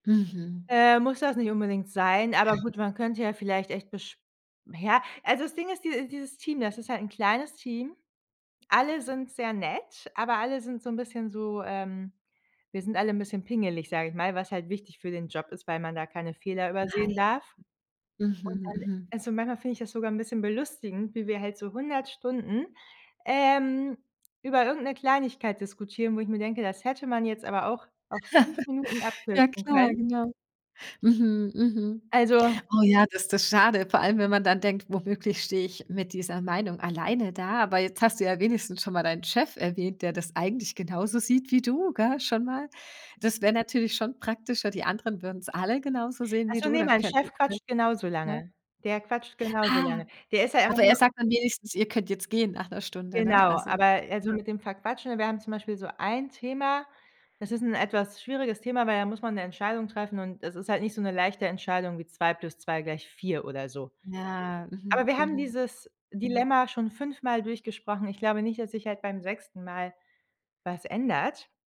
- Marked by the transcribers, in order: other noise; other background noise; laugh
- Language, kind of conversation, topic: German, advice, Wie schaffst du es, nach Meetings wieder in konzentriertes, ungestörtes Arbeiten zu finden?